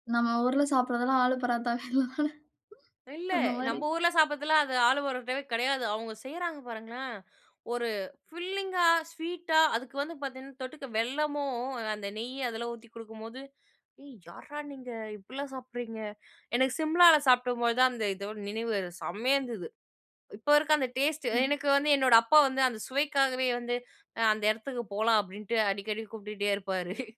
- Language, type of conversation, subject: Tamil, podcast, மொழி தெரியாமலே நீங்கள் எப்படி தொடர்பு கொண்டு வந்தீர்கள்?
- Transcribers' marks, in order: laughing while speaking: "ஆலு பராத்தவே இல்ல தானே? அது மாரி"; in English: "ஃபில்லிங்கா"; chuckle